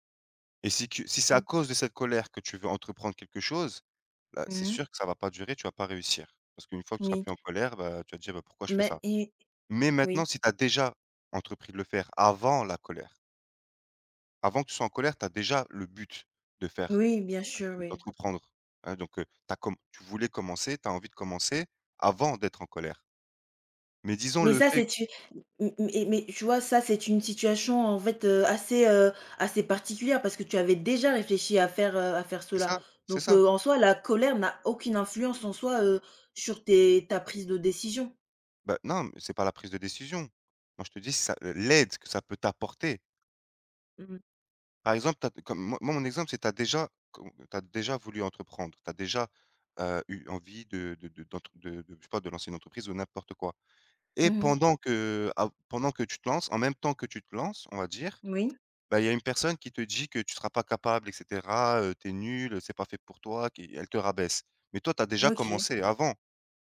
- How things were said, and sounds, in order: stressed: "avant"; other noise; stressed: "déjà"; stressed: "l'aide"; stressed: "t'apporter"; tapping
- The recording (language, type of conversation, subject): French, unstructured, Penses-tu que la colère peut aider à atteindre un but ?